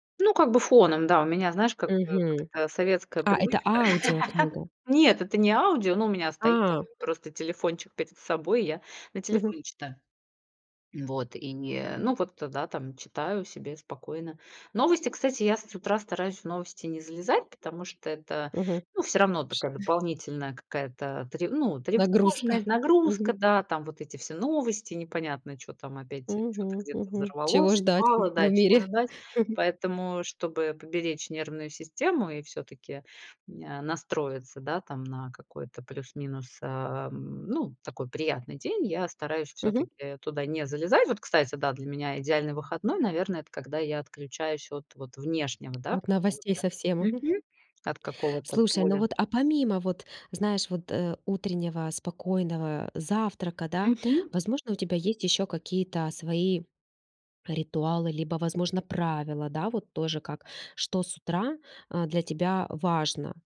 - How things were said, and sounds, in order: chuckle; other background noise; chuckle; tapping
- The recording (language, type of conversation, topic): Russian, podcast, Чем ты обычно занимаешься, чтобы хорошо провести выходной день?